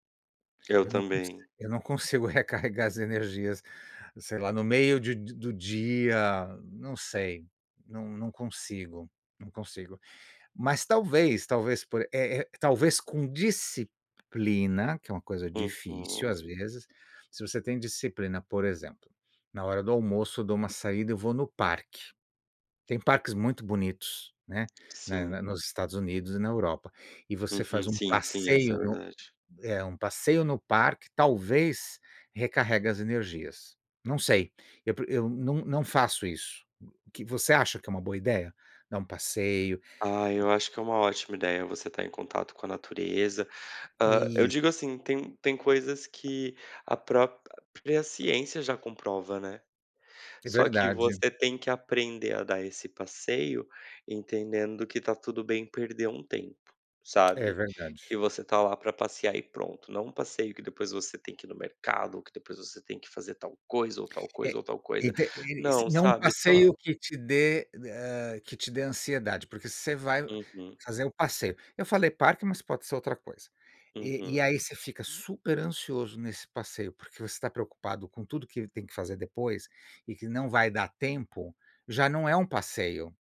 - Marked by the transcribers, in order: chuckle; tapping; other background noise
- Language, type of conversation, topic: Portuguese, unstructured, Qual é o seu ambiente ideal para recarregar as energias?